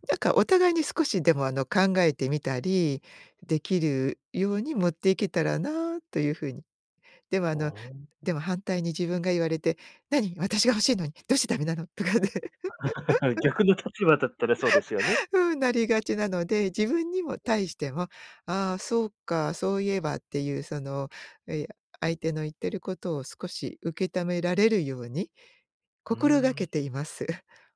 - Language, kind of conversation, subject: Japanese, podcast, 意見が違うとき、どのように伝えるのがよいですか？
- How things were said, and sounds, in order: put-on voice: "何、私が欲しいのにどうしてダメなの？"; chuckle; laughing while speaking: "とかね"; laugh; unintelligible speech